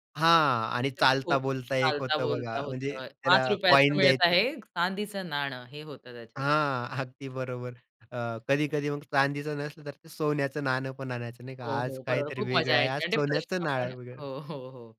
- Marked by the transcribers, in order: unintelligible speech; other background noise; put-on voice: "पाच रुपयाचं मिळत आहे चांदीचं नाणं"; tapping; background speech; laughing while speaking: "हो, हो"
- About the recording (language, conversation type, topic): Marathi, podcast, स्ट्रीमिंगमुळे दूरदर्शन पाहण्याची सवय कशी बदलली आहे?